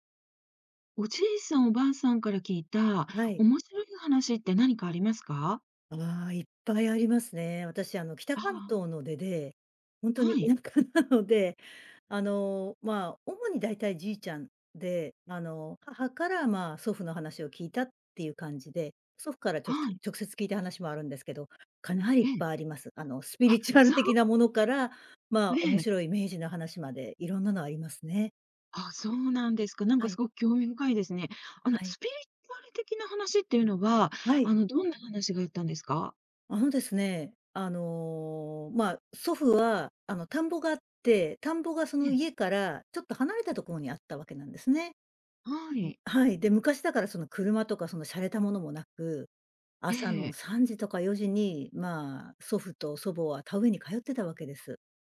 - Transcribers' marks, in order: laughing while speaking: "田舎なので"; other background noise
- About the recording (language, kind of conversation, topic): Japanese, podcast, 祖父母から聞いた面白い話はありますか？